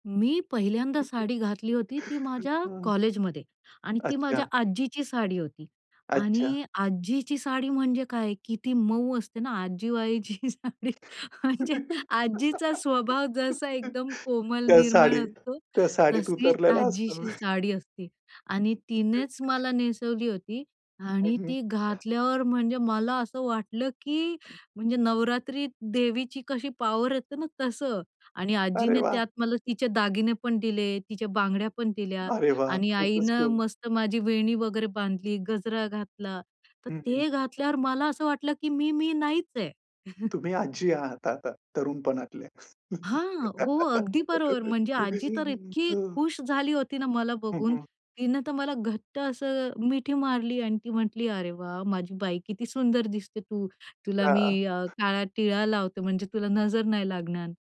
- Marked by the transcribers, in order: laugh; laughing while speaking: "आजीबाईची साडी म्हणजे आजीचा स्वभाव … आजीची साडी असते"; laugh; laughing while speaking: "त्या साडी त्या साडीत उतरलेला असतो"; tapping; unintelligible speech; other background noise; laughing while speaking: "हं, हं"; chuckle; laugh; unintelligible speech
- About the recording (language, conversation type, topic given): Marathi, podcast, तुमची स्वतःची ओळख ठळकपणे दाखवणारा असा तुमचा खास पेहराव आहे का?